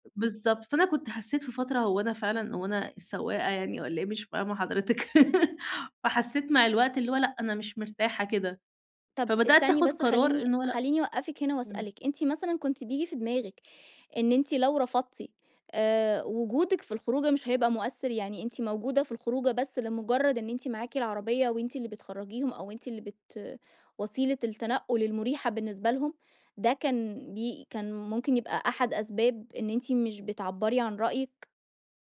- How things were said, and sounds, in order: tapping; laugh
- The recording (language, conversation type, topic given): Arabic, podcast, إيه أسهل خطوة تقدر تعملها كل يوم علشان تبني شجاعة يومية؟